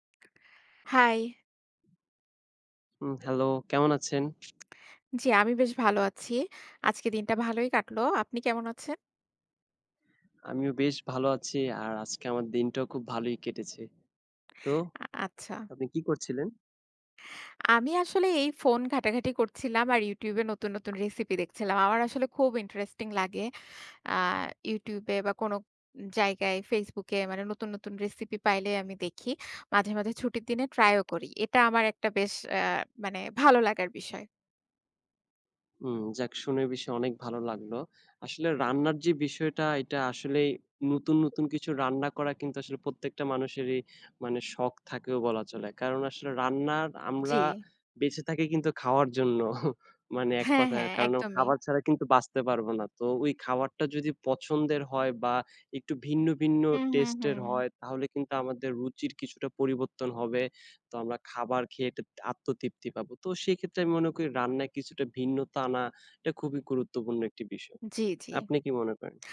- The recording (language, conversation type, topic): Bengali, unstructured, আপনি কি কখনও রান্নায় নতুন কোনো রেসিপি চেষ্টা করেছেন?
- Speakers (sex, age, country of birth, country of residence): female, 45-49, Bangladesh, Bangladesh; male, 20-24, Bangladesh, Bangladesh
- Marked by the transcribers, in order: tapping; other background noise; chuckle